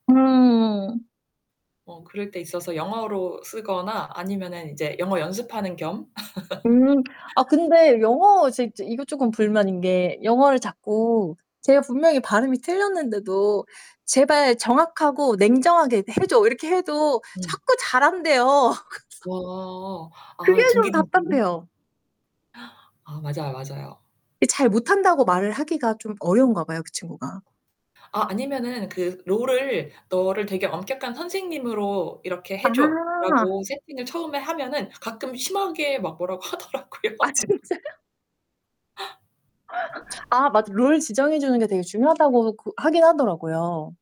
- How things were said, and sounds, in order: distorted speech; laugh; other background noise; tapping; laughing while speaking: "그래서"; laughing while speaking: "하더라고요"; laughing while speaking: "아 진짜요?"; laugh; static
- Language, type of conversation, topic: Korean, unstructured, 기술 발전이 우리의 일상에 어떤 긍정적인 영향을 미칠까요?